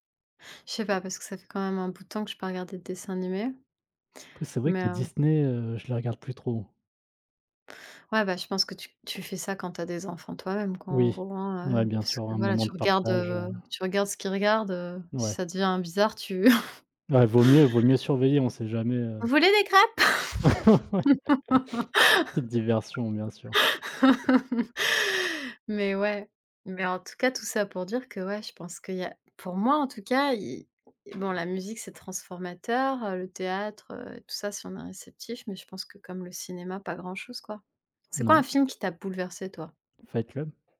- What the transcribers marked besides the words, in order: laughing while speaking: "tu"; laughing while speaking: "Ouais"; laugh; tapping
- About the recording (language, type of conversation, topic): French, unstructured, Pourquoi les films sont-ils importants dans notre culture ?
- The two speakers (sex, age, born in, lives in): female, 30-34, France, France; male, 30-34, France, France